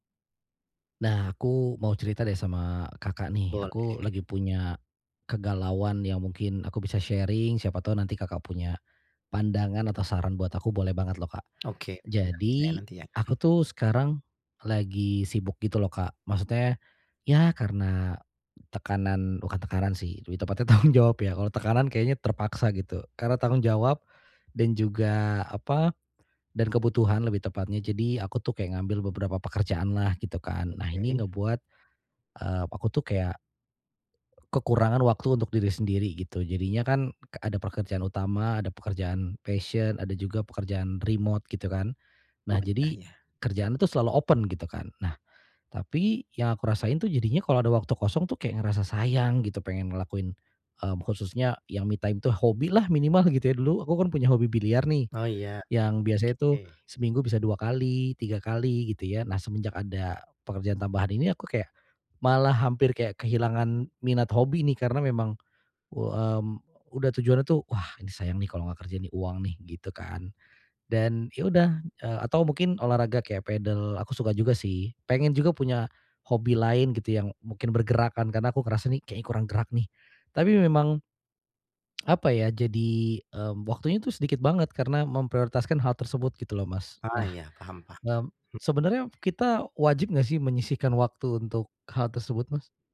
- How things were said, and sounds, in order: in English: "sharing"; laughing while speaking: "tanggung"; in English: "passion"; in English: "remote"; in English: "open"; in English: "me time"; tongue click
- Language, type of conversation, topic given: Indonesian, advice, Bagaimana cara meluangkan lebih banyak waktu untuk hobi meski saya selalu sibuk?